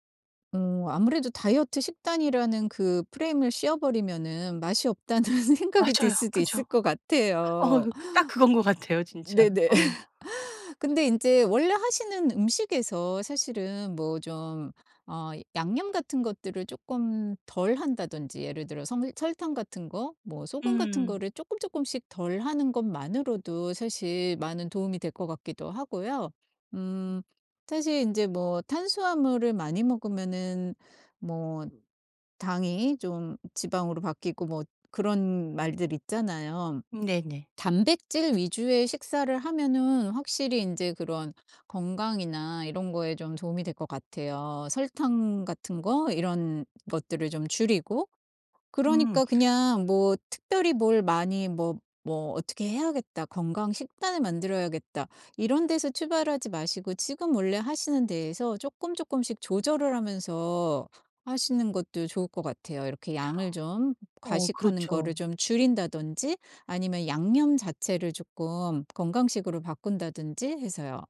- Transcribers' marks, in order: laughing while speaking: "맛이 없다는 생각이 들 수도 있을 것 같아요"; other background noise; laugh; tapping
- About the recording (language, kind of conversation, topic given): Korean, advice, 다이어트 계획을 오래 지키지 못하는 이유는 무엇인가요?